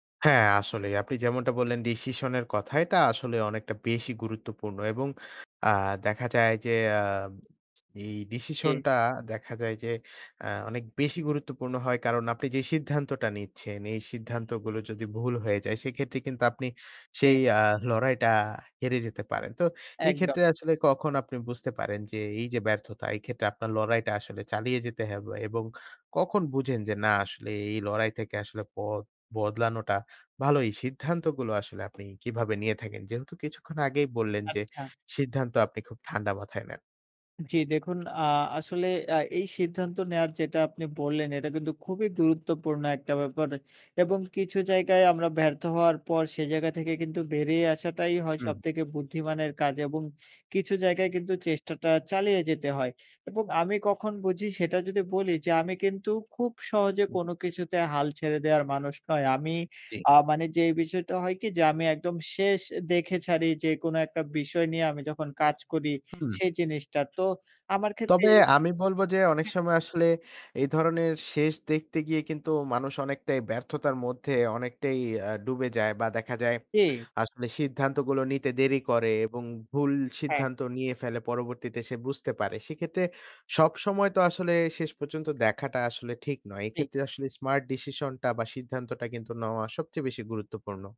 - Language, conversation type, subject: Bengali, podcast, তুমি কীভাবে ব্যর্থতা থেকে ফিরে আসো?
- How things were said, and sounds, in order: scoff; "হবে" said as "হ্যাবে"; in English: "স্মার্ট ডিসিশন"